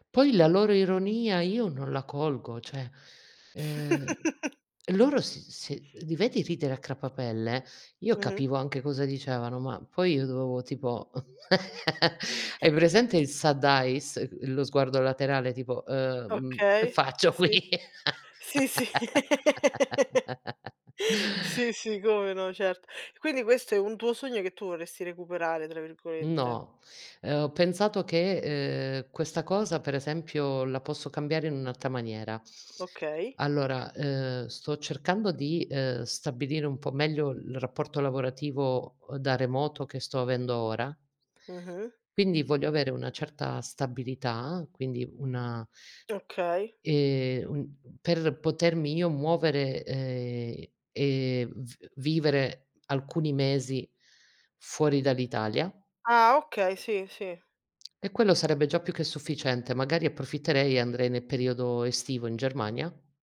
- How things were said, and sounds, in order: "Cioè" said as "ceh"; chuckle; tapping; other background noise; "crepapelle" said as "crapapelle"; laugh; in English: "sadd eyes"; "side" said as "sadd"; chuckle; laughing while speaking: "qui?"; laugh
- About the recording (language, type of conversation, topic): Italian, unstructured, Hai mai rinunciato a un sogno? Perché?